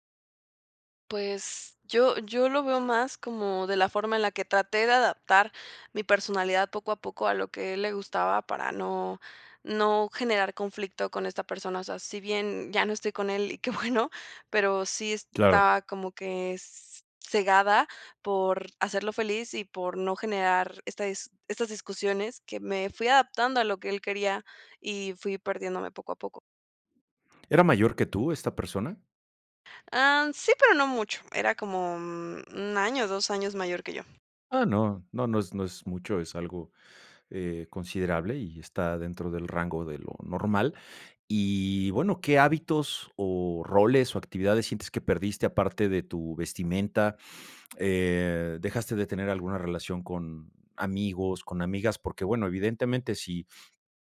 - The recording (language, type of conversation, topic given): Spanish, advice, ¿Cómo te has sentido al notar que has perdido tu identidad después de una ruptura o al iniciar una nueva relación?
- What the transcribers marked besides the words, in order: laughing while speaking: "qué bueno"; other background noise